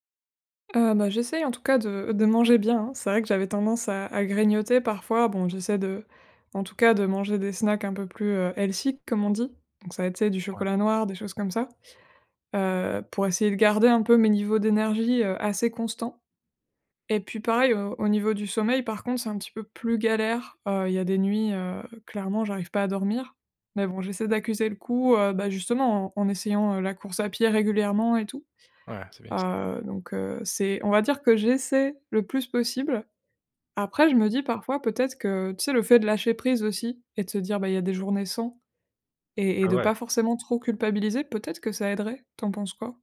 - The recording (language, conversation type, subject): French, advice, Comment la fatigue et le manque d’énergie sabotent-ils votre élan créatif régulier ?
- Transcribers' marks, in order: in English: "healthy"